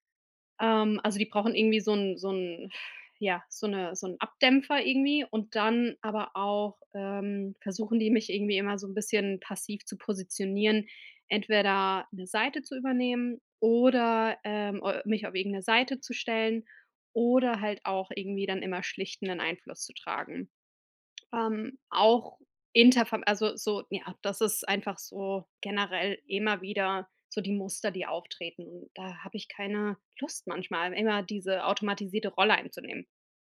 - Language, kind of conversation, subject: German, advice, Wie können wir Rollen und Aufgaben in der erweiterten Familie fair aufteilen?
- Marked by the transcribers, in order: sigh; other background noise; stressed: "Lust"